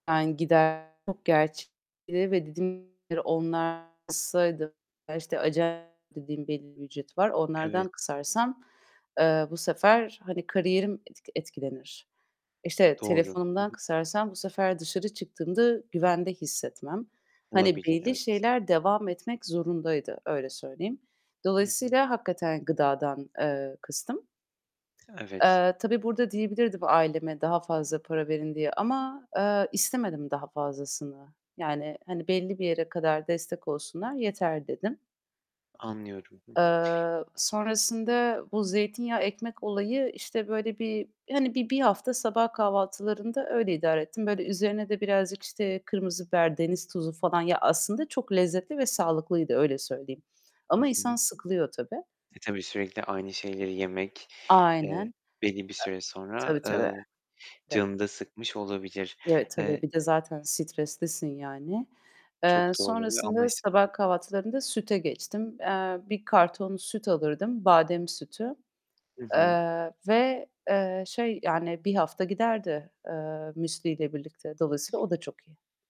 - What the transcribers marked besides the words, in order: tapping; distorted speech; unintelligible speech; other background noise; other noise; unintelligible speech
- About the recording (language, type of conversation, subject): Turkish, podcast, Geçiş sürecinde finansal planlamanı nasıl yönettin?